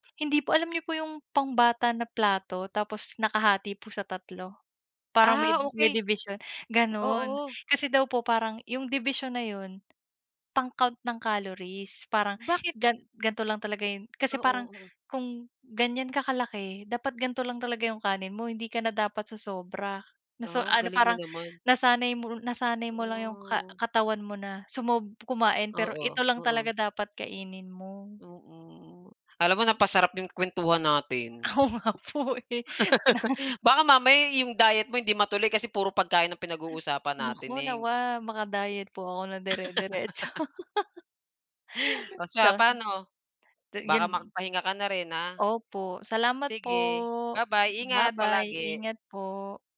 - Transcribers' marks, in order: laughing while speaking: "Oo, nga po, eh, na"; laugh; laugh; chuckle; unintelligible speech
- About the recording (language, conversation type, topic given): Filipino, unstructured, Ano ang masasabi mo sa mga taong nag-aaksaya ng pagkain?
- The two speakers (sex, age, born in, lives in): female, 30-34, Philippines, Philippines; male, 35-39, Philippines, Philippines